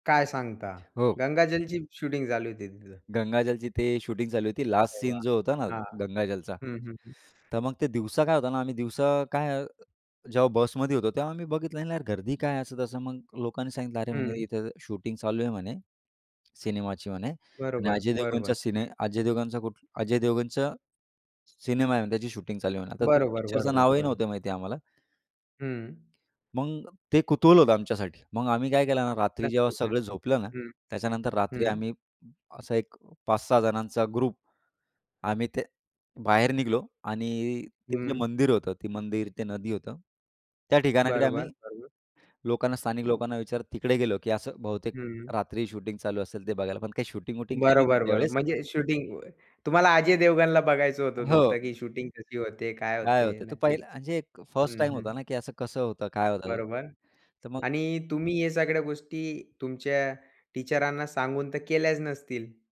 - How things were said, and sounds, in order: other background noise; tapping; in English: "ग्रुप"; other noise; in English: "टीचरांना"
- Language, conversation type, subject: Marathi, podcast, तुमच्या शिक्षणाच्या प्रवासातला सर्वात आनंदाचा क्षण कोणता होता?